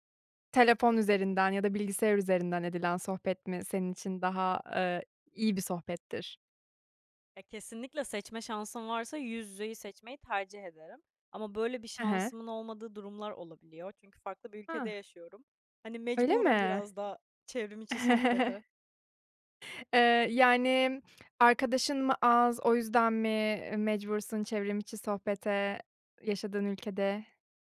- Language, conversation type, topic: Turkish, podcast, Yüz yüze sohbetlerin çevrimiçi sohbetlere göre avantajları nelerdir?
- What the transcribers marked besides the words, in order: other background noise; giggle; lip smack